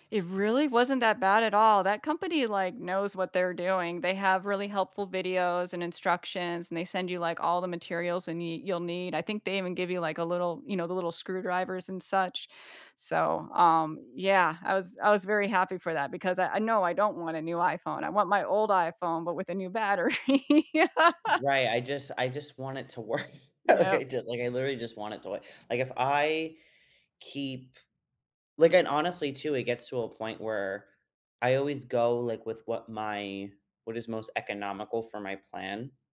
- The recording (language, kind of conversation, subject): English, unstructured, When is it truly worth upgrading a device you already use, and what signs tip the balance for you?
- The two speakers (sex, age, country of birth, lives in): female, 45-49, United States, United States; male, 20-24, United States, United States
- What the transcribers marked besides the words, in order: laughing while speaking: "battery"; laugh; laughing while speaking: "work, like, I"